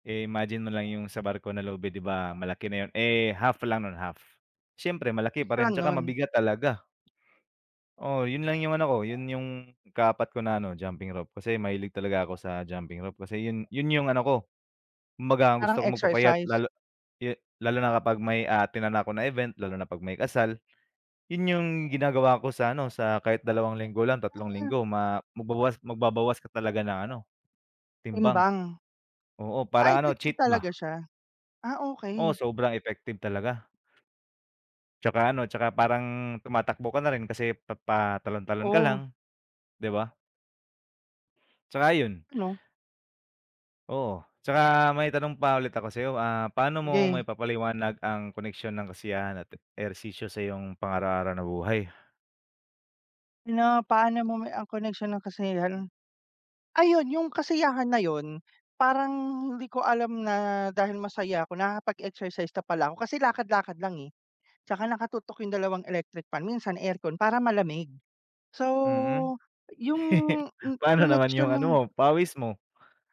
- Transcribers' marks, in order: chuckle
- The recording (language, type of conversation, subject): Filipino, unstructured, Ano ang mga paborito mong paraan ng pag-eehersisyo na masaya at hindi nakaka-pressure?